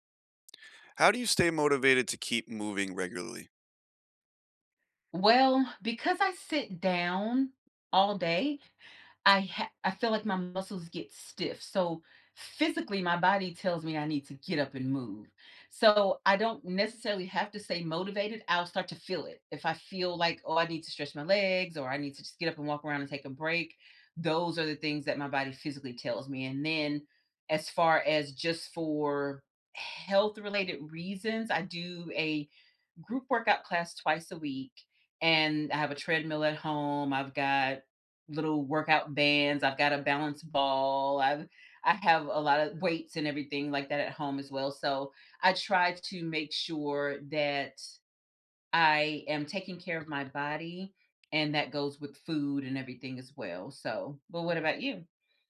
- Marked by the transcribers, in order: tapping
- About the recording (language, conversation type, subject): English, unstructured, How do you stay motivated to move regularly?